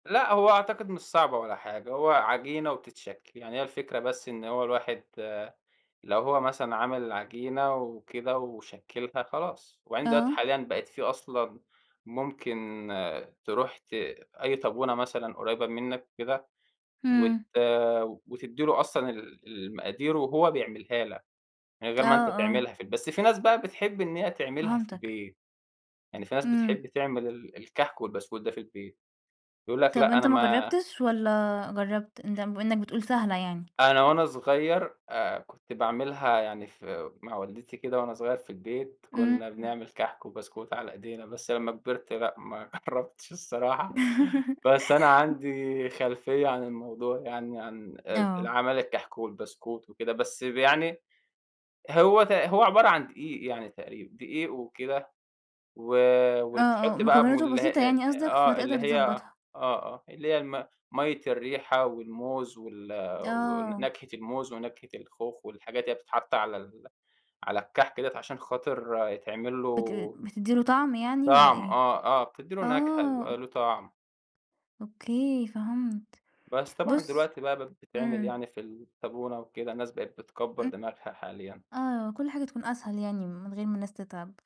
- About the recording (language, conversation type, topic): Arabic, podcast, إيه أكتر أكلة بتحبّها وليه بتحبّها؟
- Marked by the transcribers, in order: laugh; other noise; laughing while speaking: "ما جرّبتش الصراحة"